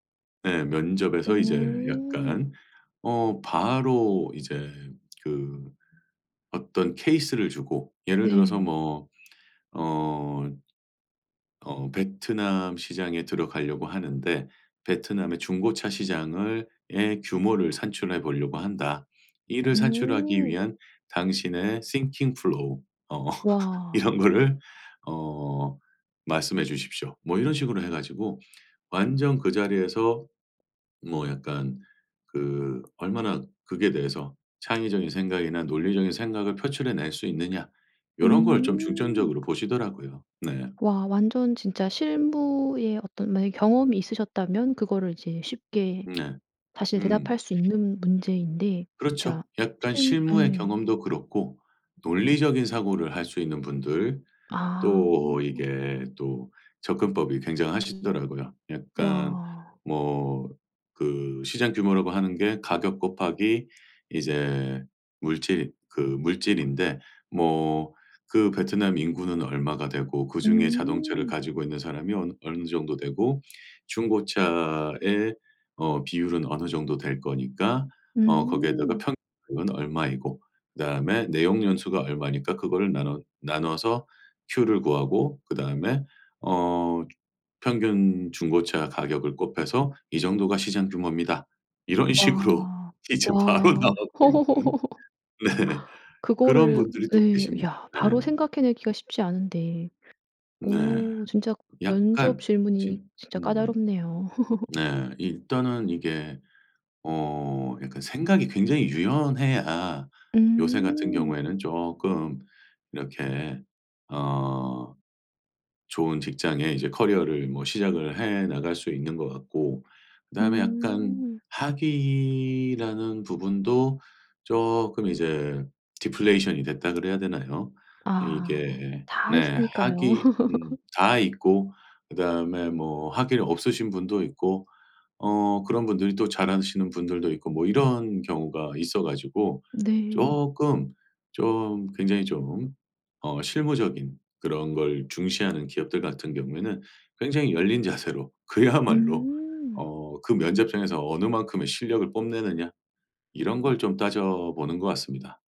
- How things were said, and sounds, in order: put-on voice: "thinking flow"; in English: "thinking flow"; laughing while speaking: "어 이런 거를"; other background noise; laughing while speaking: "이런 식으로 이제 바로 나오고 있는 네"; laugh; laugh; laugh; laughing while speaking: "자세로 그야말로"
- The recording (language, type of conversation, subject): Korean, podcast, 학위 없이 배움만으로 커리어를 바꿀 수 있을까요?